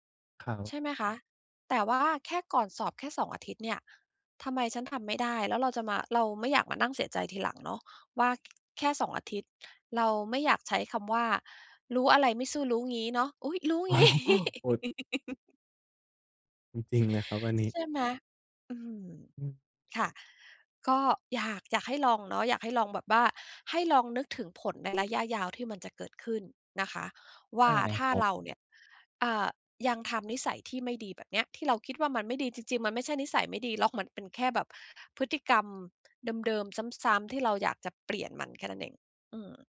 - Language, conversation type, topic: Thai, advice, ฉันจะหยุดทำพฤติกรรมเดิมที่ไม่ดีต่อฉันได้อย่างไร?
- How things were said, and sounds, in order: laughing while speaking: "อ๋อ"; laugh; alarm; "หรอก" said as "ร้อก"